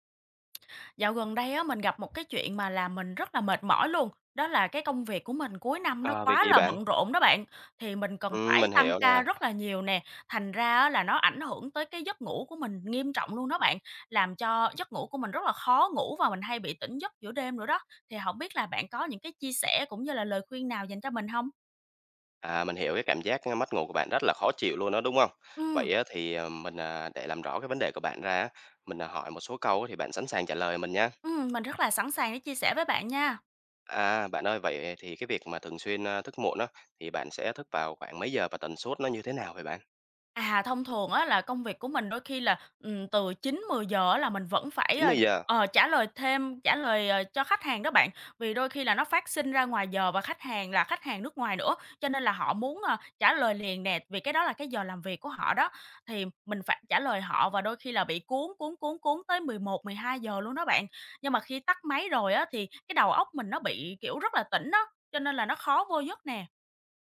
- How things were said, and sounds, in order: tapping; other background noise
- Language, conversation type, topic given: Vietnamese, advice, Làm việc muộn khiến giấc ngủ của bạn bị gián đoạn như thế nào?